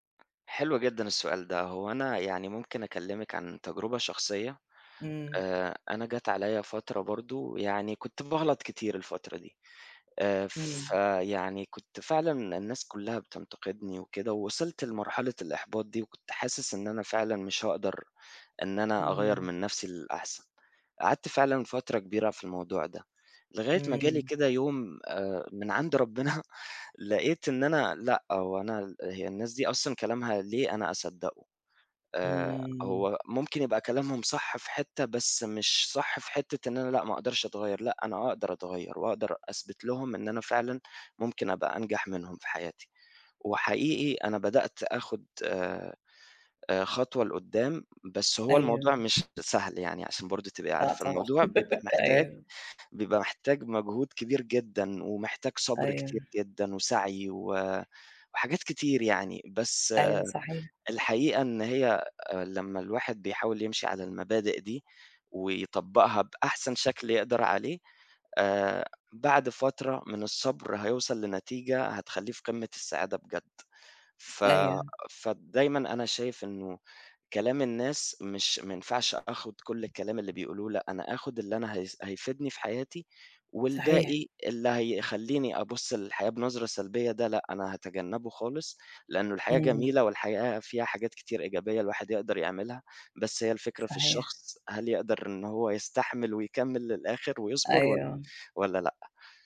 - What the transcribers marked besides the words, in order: tapping; laugh
- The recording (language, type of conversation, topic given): Arabic, unstructured, إيه اللي بيخلّيك تحس بالرضا عن نفسك؟